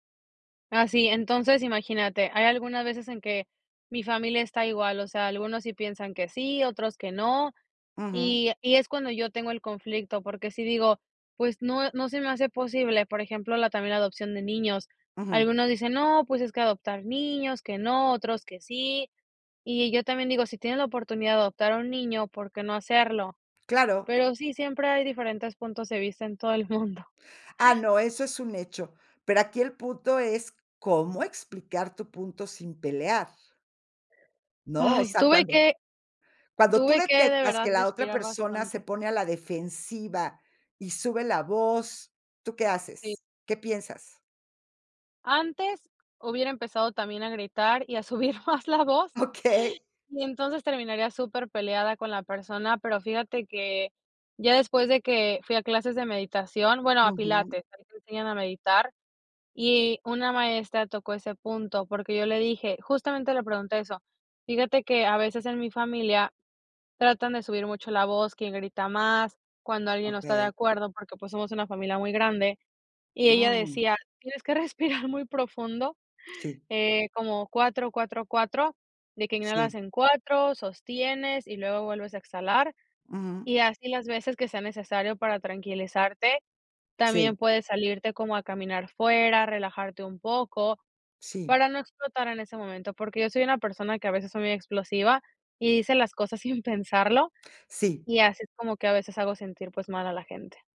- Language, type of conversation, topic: Spanish, podcast, ¿Cómo puedes expresar tu punto de vista sin pelear?
- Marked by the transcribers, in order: other background noise; laughing while speaking: "subir más la voz"; chuckle; laughing while speaking: "Okey"; laughing while speaking: "respirar"; chuckle; laughing while speaking: "sin"